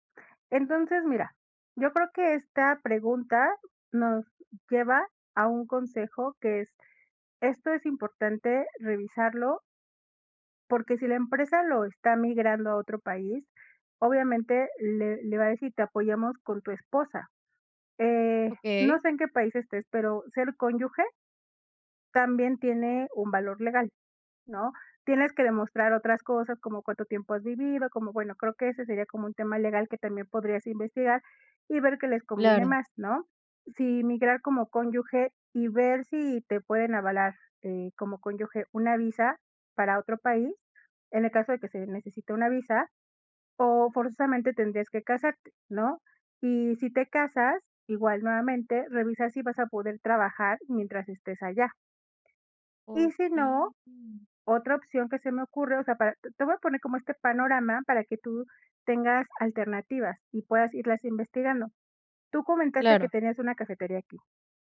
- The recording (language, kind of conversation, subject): Spanish, advice, ¿Cómo puedo apoyar a mi pareja durante cambios importantes en su vida?
- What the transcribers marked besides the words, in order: other background noise